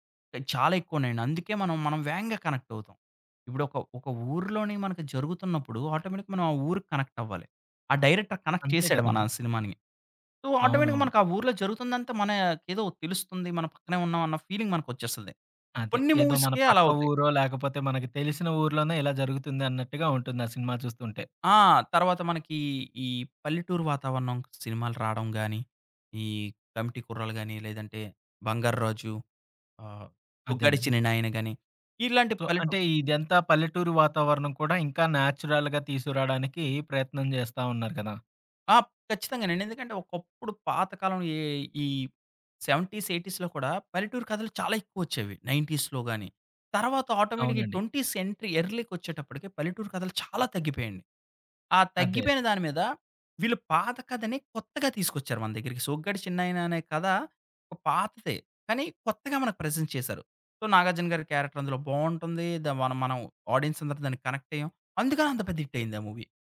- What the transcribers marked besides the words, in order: in English: "కనెక్ట్"; in English: "ఆటోమాటిక్‌గా"; in English: "కనెక్ట్"; in English: "డైరెక్టర్ కనెక్ట్"; in English: "సో ఆటోమాటిక్‌గా"; in English: "ఫీలింగ్"; in English: "మూవీస్‌కే"; in English: "సో"; in English: "నేచురల్‌గా"; in English: "సెవెంటీస్ ఎయిటీస్‌లో"; in English: "నైన్టీస్‌లో"; in English: "ఆటోమేటిక్‌గా ఈ ట్వెంటీస్ ఎంట్రి ఎర్లీకొచ్చేటప్పటికి"; in English: "ప్రెజెంట్"; in English: "సో"; in English: "క్యారెక్టర్"; in English: "ఆడియన్స్"; in English: "హిట్"; in English: "మూవీ"
- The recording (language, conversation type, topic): Telugu, podcast, సిరీస్‌లను వరుసగా ఎక్కువ ఎపిసోడ్‌లు చూడడం వల్ల కథనాలు ఎలా మారుతున్నాయని మీరు భావిస్తున్నారు?